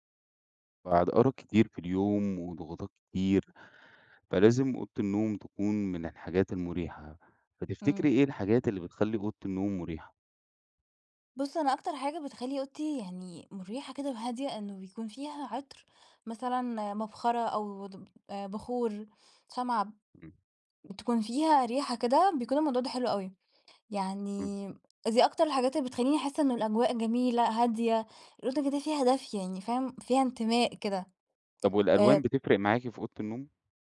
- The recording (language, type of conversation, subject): Arabic, podcast, إيه الحاجات اللي بتخلّي أوضة النوم مريحة؟
- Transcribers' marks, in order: "دفء" said as "دفى"